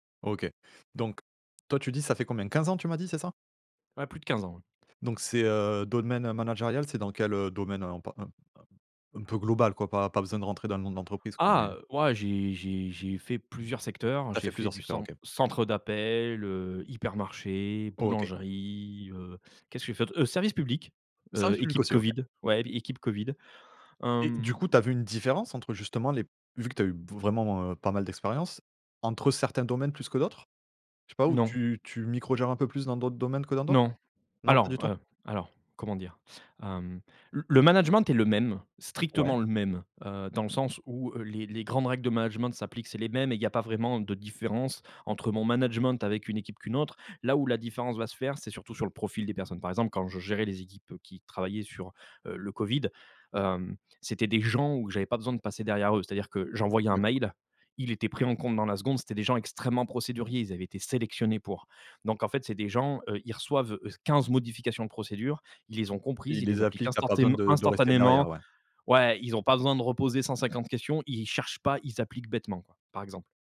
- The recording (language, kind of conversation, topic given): French, podcast, Comment déléguer sans microgérer ?
- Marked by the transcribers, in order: tapping